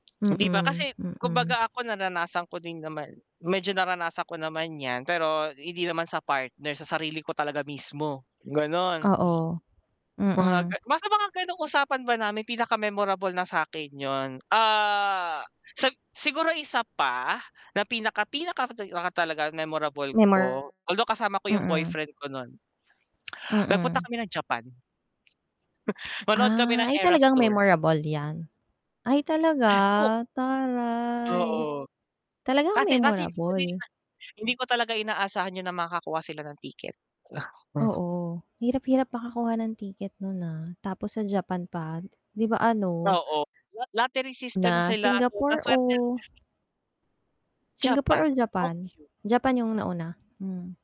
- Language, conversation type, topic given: Filipino, unstructured, Ano ang pinakatumatak na karanasan mo kasama ang mga kaibigan?
- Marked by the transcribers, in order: bird; distorted speech; unintelligible speech